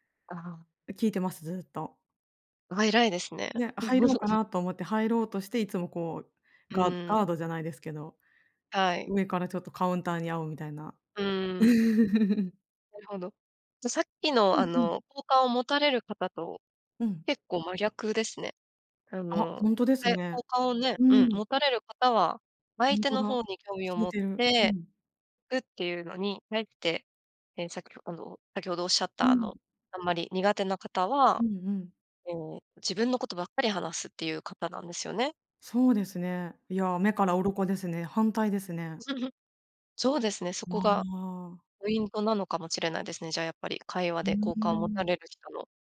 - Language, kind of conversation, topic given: Japanese, podcast, 会話で好感を持たれる人の特徴って何だと思いますか？
- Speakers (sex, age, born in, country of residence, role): female, 35-39, Japan, Japan, host; female, 40-44, Japan, Japan, guest
- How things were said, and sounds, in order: chuckle; other noise; chuckle; chuckle